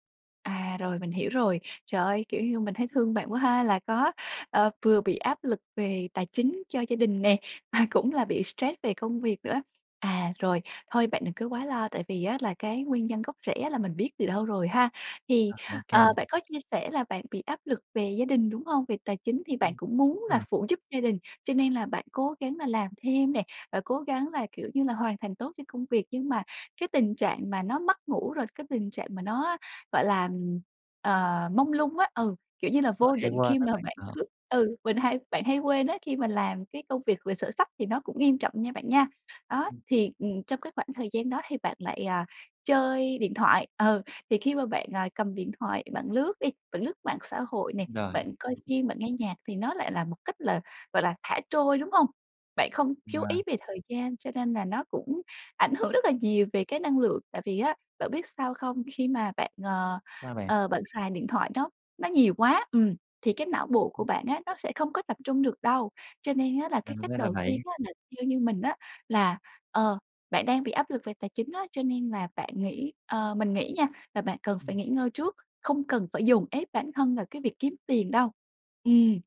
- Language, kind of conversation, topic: Vietnamese, advice, Làm sao để giảm tình trạng mơ hồ tinh thần và cải thiện khả năng tập trung?
- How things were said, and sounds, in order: other background noise; laughing while speaking: "mà"; tapping; laughing while speaking: "ờ"